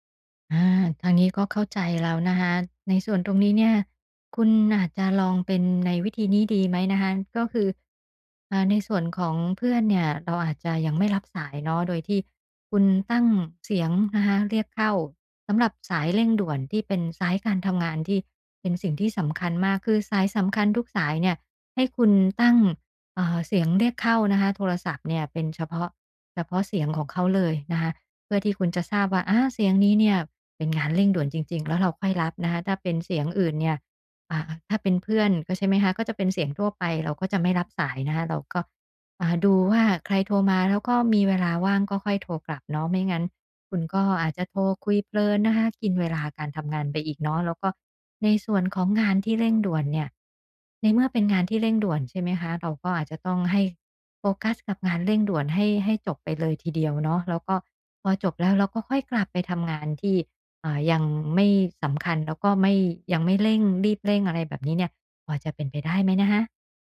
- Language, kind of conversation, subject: Thai, advice, ฉันจะจัดกลุ่มงานอย่างไรเพื่อลดความเหนื่อยจากการสลับงานบ่อย ๆ?
- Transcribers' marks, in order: none